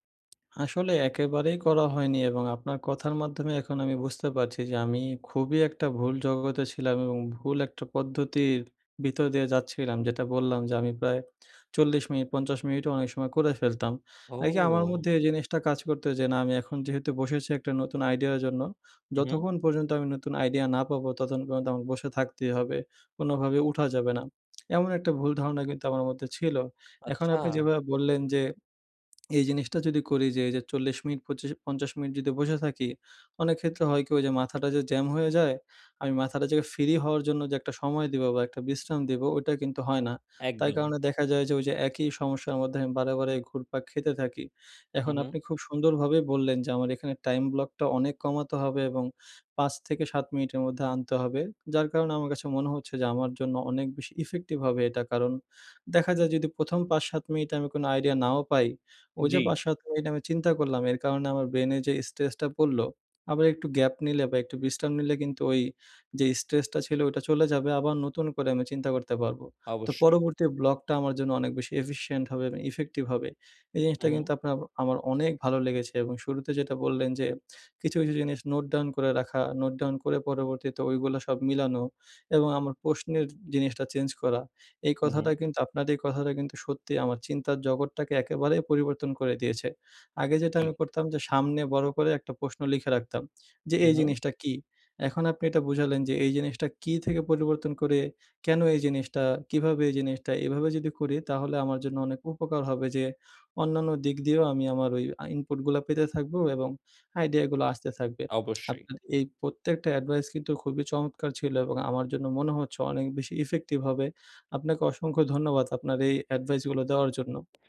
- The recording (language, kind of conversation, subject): Bengali, advice, ব্রেইনস্টর্মিং সেশনে আইডিয়া ব্লক দ্রুত কাটিয়ে উঠে কার্যকর প্রতিক্রিয়া কীভাবে নেওয়া যায়?
- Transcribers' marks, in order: surprised: "ও"; lip smack; lip smack; in English: "efficient"; other background noise; lip smack